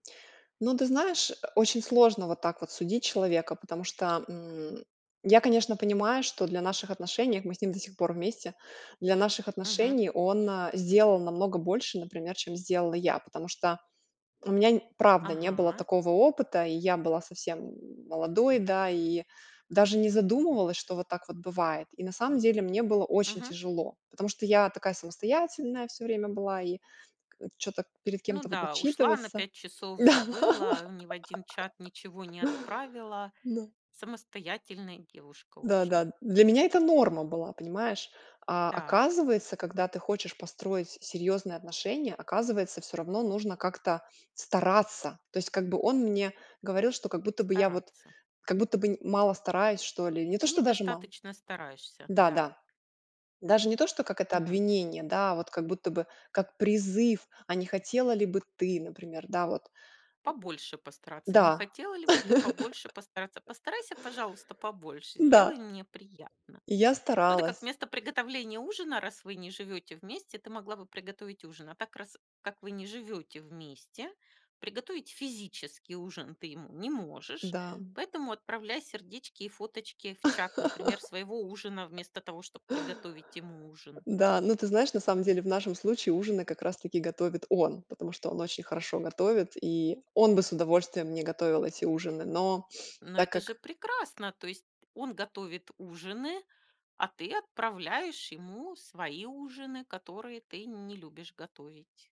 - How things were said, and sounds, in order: laughing while speaking: "Да"; laugh; chuckle; tapping; laugh; other background noise
- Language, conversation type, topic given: Russian, podcast, Как поддерживать отношения на расстоянии?